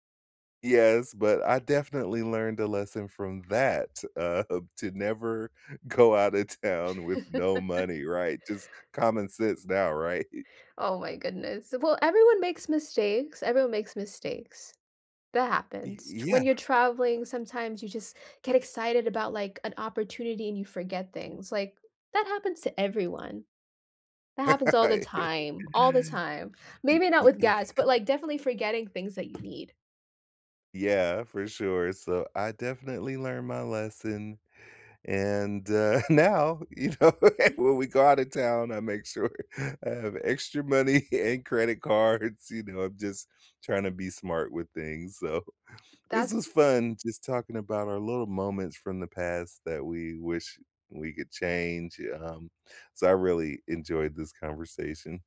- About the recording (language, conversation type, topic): English, unstructured, Is there a moment in your past that you wish you could change?
- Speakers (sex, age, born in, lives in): female, 25-29, United States, United States; male, 50-54, United States, United States
- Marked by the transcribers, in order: laughing while speaking: "Uh, to never go outta … sense now, right?"; laugh; other background noise; tapping; laugh; chuckle; chuckle; laughing while speaking: "now, you know, when we … and credit cards"; laughing while speaking: "So"